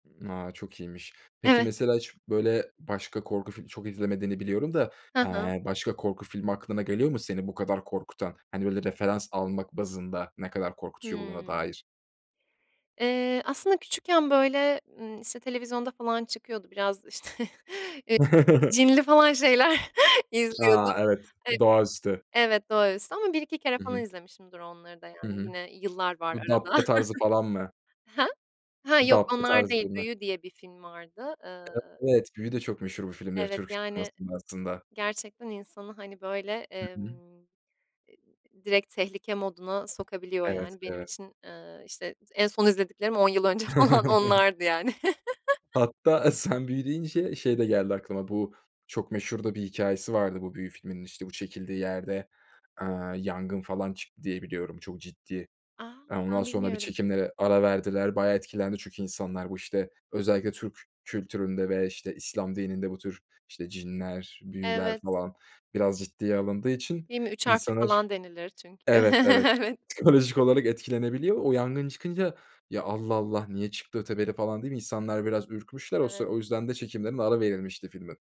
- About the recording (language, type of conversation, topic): Turkish, podcast, Son izlediğin film seni nereye götürdü?
- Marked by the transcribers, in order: other noise; other background noise; chuckle; laughing while speaking: "işte"; laughing while speaking: "şeyler"; tapping; chuckle; unintelligible speech; chuckle; laughing while speaking: "eee"; laughing while speaking: "falan"; chuckle; chuckle; laughing while speaking: "Evet"